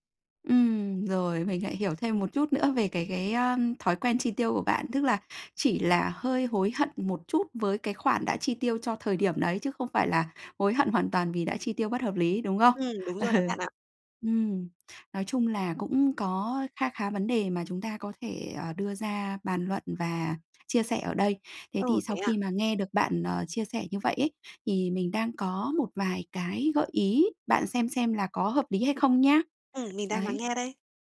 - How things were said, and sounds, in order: laughing while speaking: "Ừ"; other background noise
- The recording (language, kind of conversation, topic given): Vietnamese, advice, Làm sao để tiết kiệm đều đặn mỗi tháng?